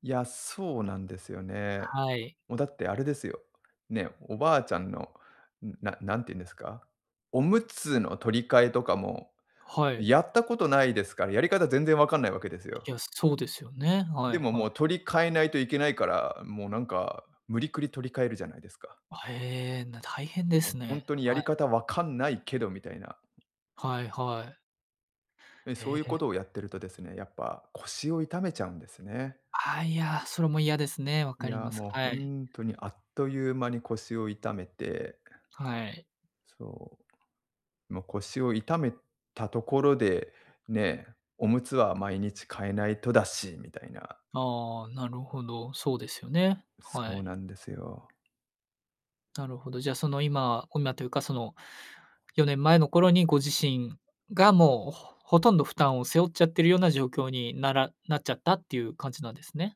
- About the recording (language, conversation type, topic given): Japanese, advice, 介護の負担を誰が担うかで家族が揉めている
- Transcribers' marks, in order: other background noise